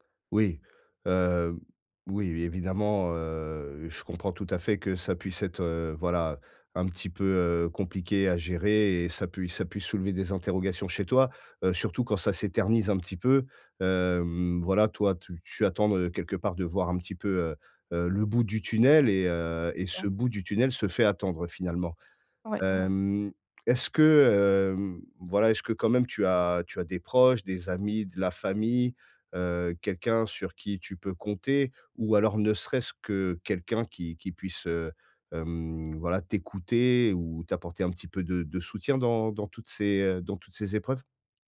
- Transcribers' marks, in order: none
- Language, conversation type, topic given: French, advice, Comment puis-je retrouver l’espoir et la confiance en l’avenir ?